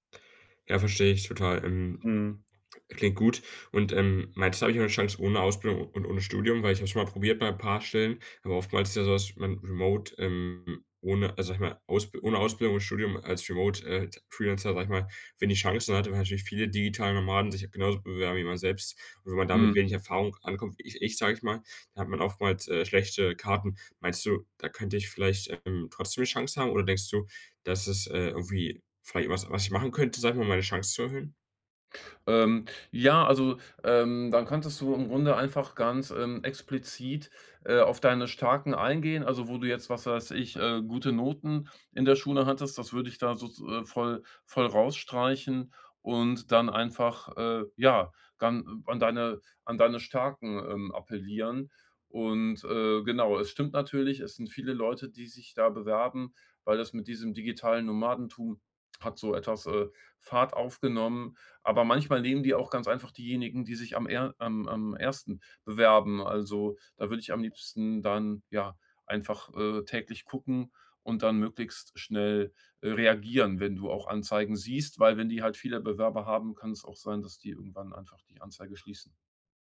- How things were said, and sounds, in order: none
- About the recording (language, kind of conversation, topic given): German, advice, Wie kann ich mein Geld besser planen und bewusster ausgeben?